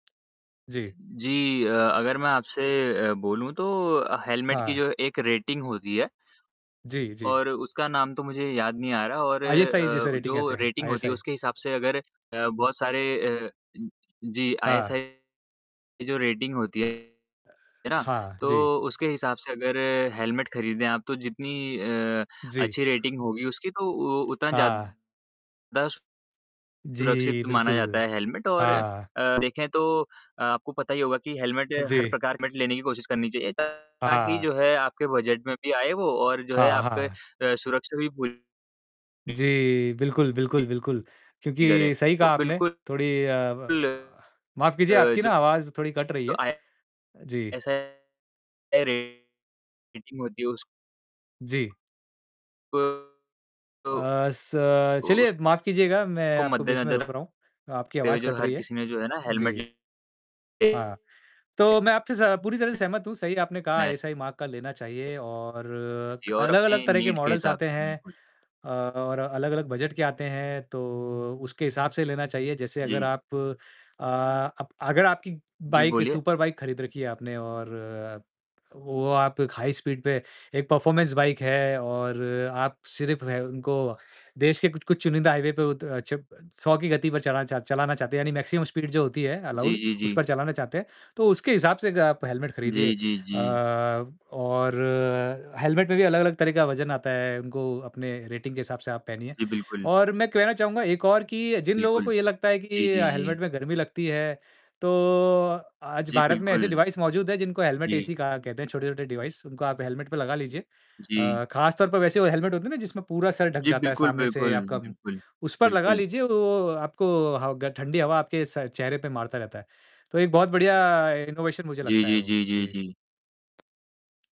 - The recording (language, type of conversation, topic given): Hindi, unstructured, सड़क पर बिना हेलमेट चलने वालों को देखकर आपको कितना गुस्सा आता है?
- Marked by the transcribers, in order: tapping; in English: "रेटिंग"; in English: "रेटिंग"; in English: "रेटिंग"; distorted speech; in English: "रेटिंग"; in English: "हेलमेट"; in English: "रेटिंग"; in English: "हेलमेट"; other background noise; in English: "हेलमेट"; in English: "बजट"; in English: "रेटिंग"; in English: "मार्क"; in English: "नीड"; in English: "मॉडल्स"; in English: "सुपर"; in English: "हाई स्पीड"; in English: "परफॉर्मेंस"; in English: "मैक्सिमम स्पीड"; in English: "अलाउड"; in English: "हेलमेट"; in English: "रेटिंग"; in English: "डिवाइस"; in English: "डिवाइस"; in English: "इनोवेशन"